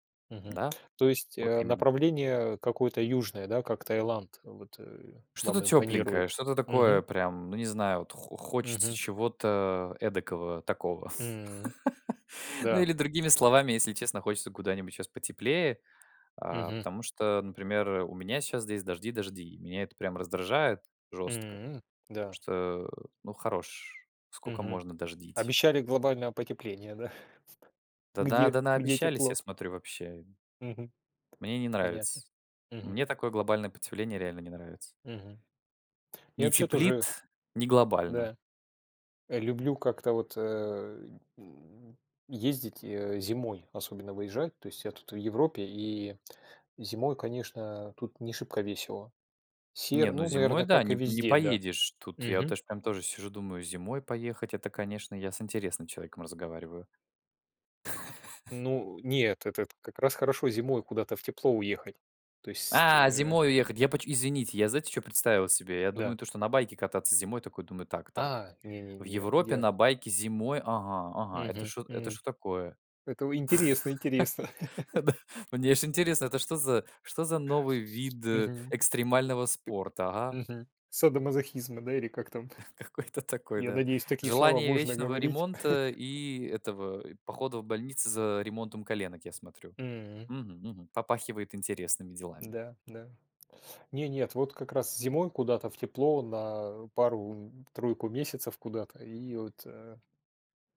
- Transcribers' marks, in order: tapping; laugh; chuckle; chuckle; other background noise; chuckle; laughing while speaking: "Да"; laughing while speaking: "Какой-то такой"; chuckle; chuckle
- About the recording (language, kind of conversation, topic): Russian, unstructured, Куда бы вы поехали в следующий отпуск и почему?